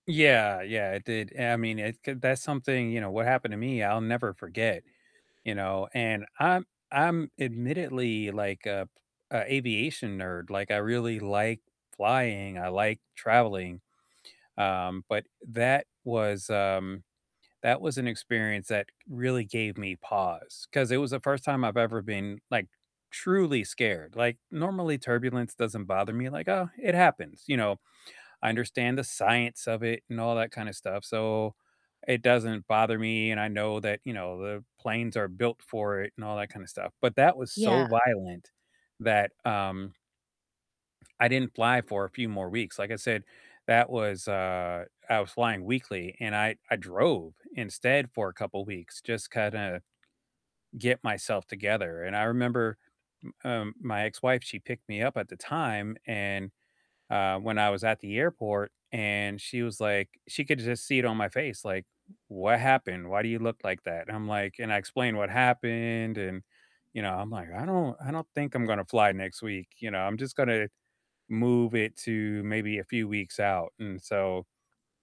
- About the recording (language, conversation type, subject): English, unstructured, What’s the best, worst, or most surprising public transport ride you’ve ever had?
- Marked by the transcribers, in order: static; tapping; other background noise